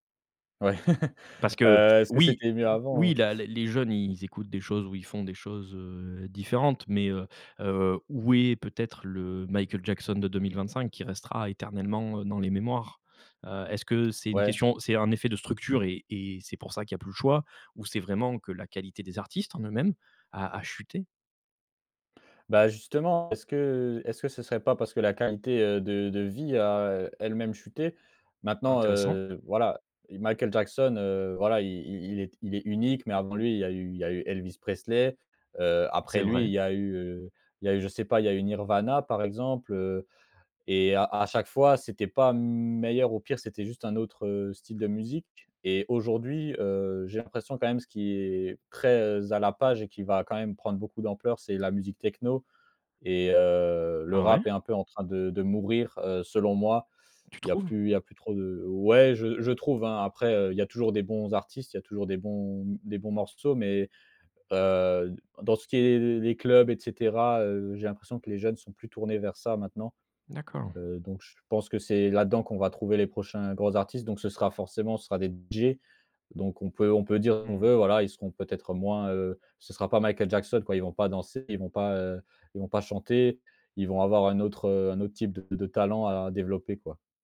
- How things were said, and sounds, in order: laugh; tapping; other background noise; stressed: "choix"
- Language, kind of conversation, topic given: French, podcast, Comment la musique a-t-elle marqué ton identité ?